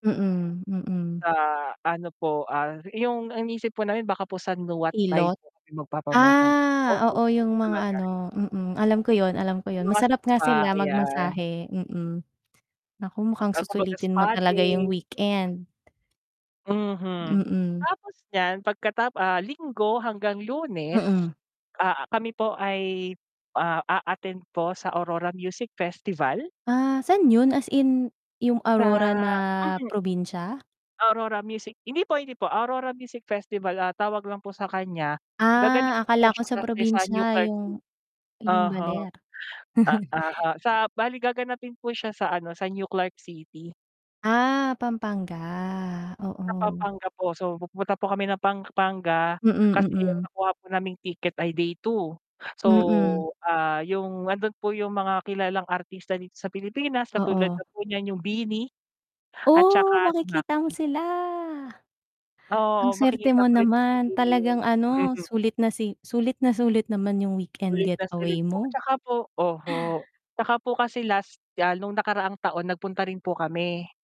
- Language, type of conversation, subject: Filipino, unstructured, Paano mo pinaplano na masulit ang isang bakasyon sa katapusan ng linggo?
- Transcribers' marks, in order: static; distorted speech; mechanical hum; tapping; chuckle; chuckle; other background noise; chuckle; exhale